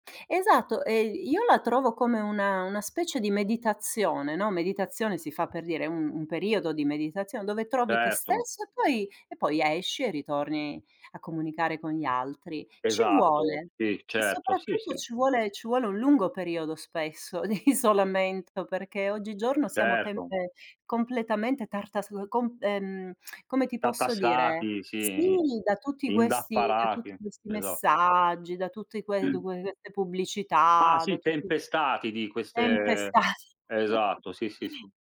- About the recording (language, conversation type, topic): Italian, unstructured, Qual è la tua opinione sul lavoro da remoto dopo la pandemia?
- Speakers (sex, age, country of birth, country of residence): female, 50-54, Italy, United States; male, 40-44, Italy, Italy
- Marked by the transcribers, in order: laughing while speaking: "di isolamento"; tsk; throat clearing; laughing while speaking: "Tempestati"; chuckle